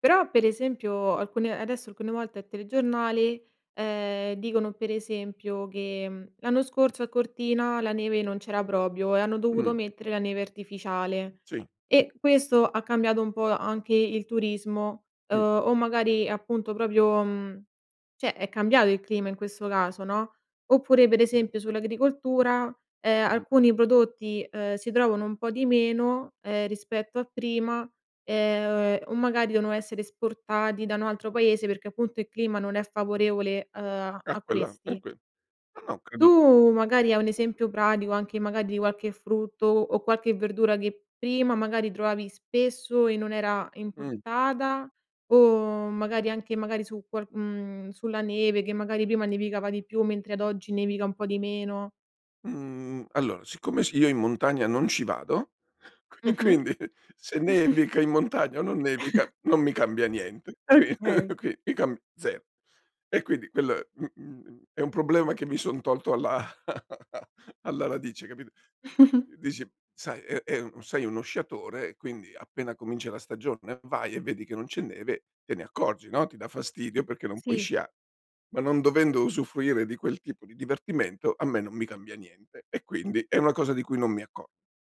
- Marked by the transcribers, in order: "proprio" said as "propio"; other background noise; "proprio" said as "propio"; "cioè" said as "ceh"; chuckle; laughing while speaking: "e quindi"; chuckle; laughing while speaking: "qui"; chuckle; chuckle
- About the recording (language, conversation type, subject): Italian, podcast, In che modo i cambiamenti climatici stanno modificando l’andamento delle stagioni?